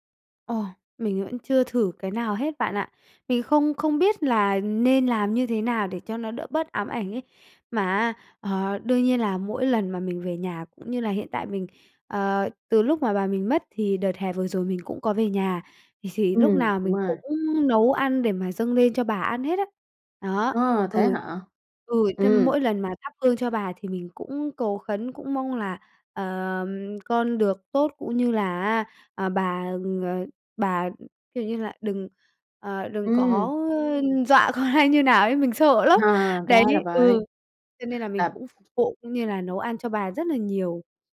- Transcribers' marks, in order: tapping; other background noise; laughing while speaking: "con"; laughing while speaking: "À"; unintelligible speech
- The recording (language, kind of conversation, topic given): Vietnamese, advice, Vì sao những kỷ niệm chung cứ ám ảnh bạn mỗi ngày?